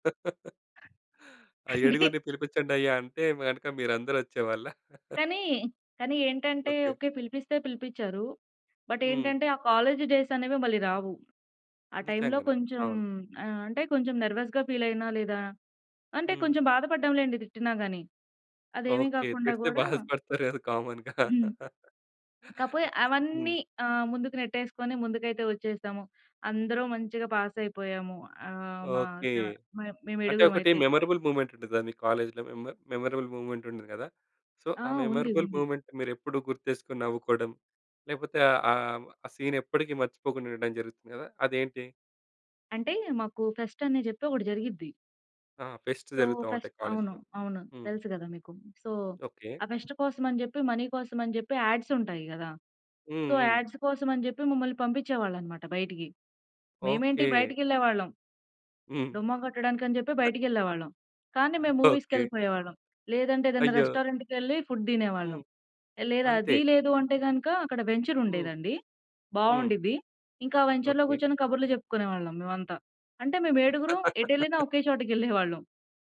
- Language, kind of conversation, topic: Telugu, podcast, మీ జీవితంలో మీరు అత్యంత గర్వంగా అనిపించిన క్షణం ఏది?
- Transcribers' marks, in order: laughing while speaking: "ఆ ఏడుగురిని పిలిపించండయ్యా! అంటే గనక మీరందరూ వచ్చేవాళ్ళ?"; other background noise; in English: "బట్"; in English: "డేస్"; in English: "టైమ్‌లో"; in English: "నర్వస్‌గా ఫీల్"; laughing while speaking: "తిడితే బాధపడతారు కదా! కామన్‌గా"; in English: "మెమరబుల్ మూవ్‌మెంట్"; in English: "మెమర్ మెమరబుల్ మూవ్‌మెంట్"; in English: "సో"; in English: "మెమరబుల్ మూవ్‌మెంట్‌ని"; in English: "సీన్"; in English: "ఫెస్ట్"; in English: "ఫెస్ట్"; in English: "సో ఫెస్ట్"; in English: "సో"; in English: "ఫెస్ట్"; in English: "మనీ"; in English: "యాడ్స్"; in English: "సో యాడ్స్"; in English: "ఫుడ్"; in English: "వెంచర్"; in English: "వెంచర్‌లో"; laugh